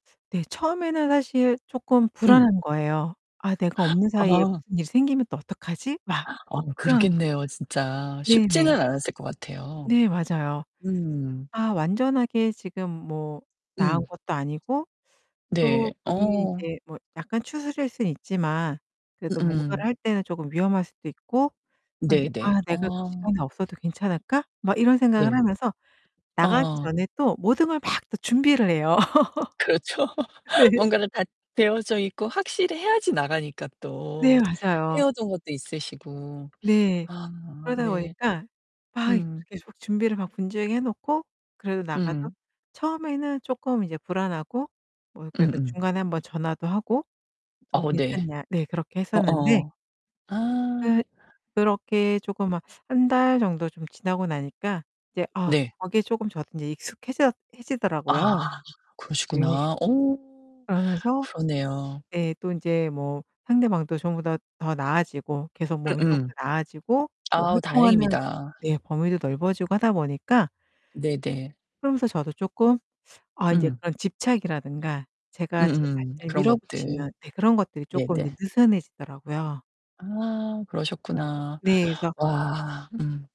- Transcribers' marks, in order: background speech; other background noise; distorted speech; tapping; laughing while speaking: "그렇죠"; laugh; laughing while speaking: "네"
- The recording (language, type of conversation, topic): Korean, podcast, 번아웃을 예방하려면 무엇을 해야 할까요?